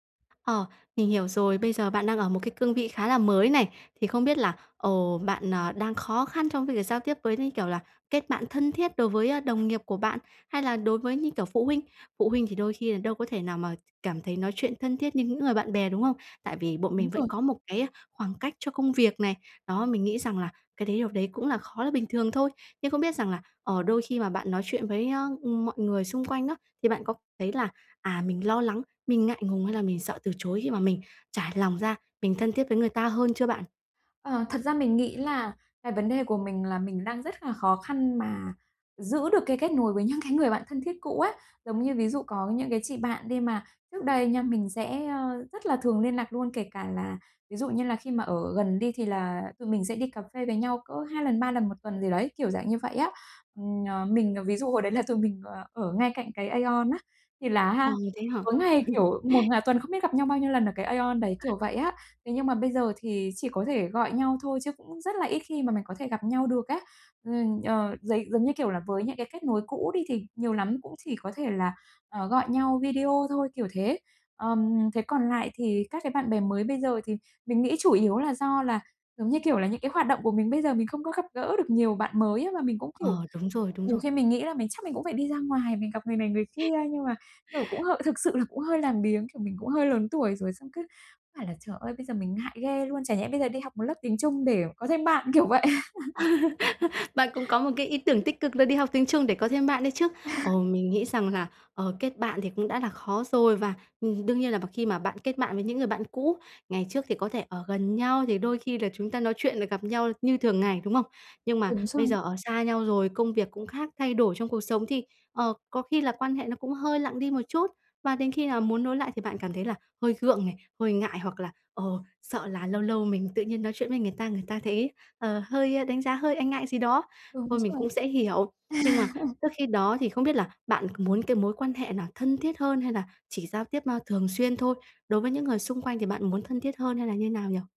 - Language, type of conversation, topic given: Vietnamese, advice, Mình nên làm gì khi thấy khó kết nối với bạn bè?
- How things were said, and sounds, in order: tapping; laughing while speaking: "những"; laugh; other background noise; laughing while speaking: "kiểu vậy"; laugh; laugh; laugh